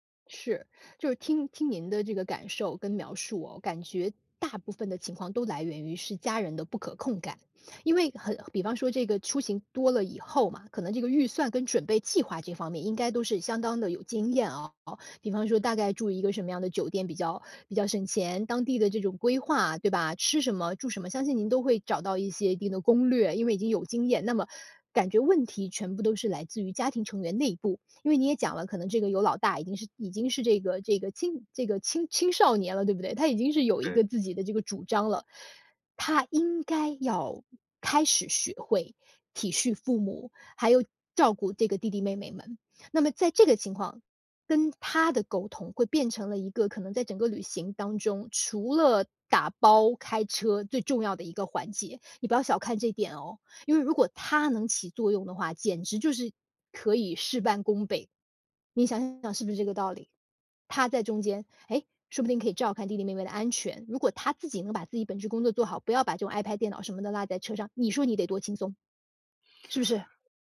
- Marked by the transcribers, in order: other background noise
- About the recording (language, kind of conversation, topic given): Chinese, advice, 旅行时如何减少焦虑和压力？